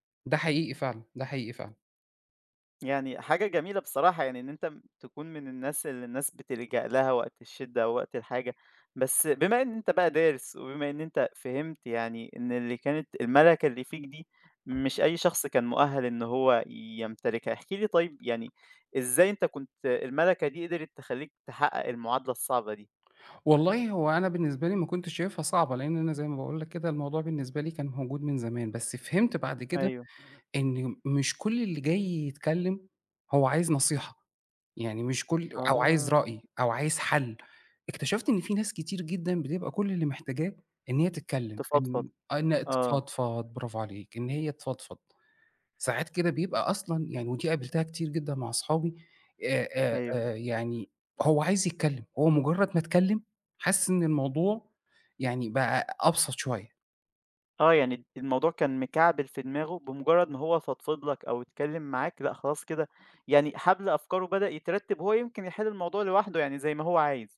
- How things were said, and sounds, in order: door; tapping
- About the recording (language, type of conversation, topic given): Arabic, podcast, إزاي تقدر توازن بين إنك تسمع كويس وإنك تدي نصيحة من غير ما تفرضها؟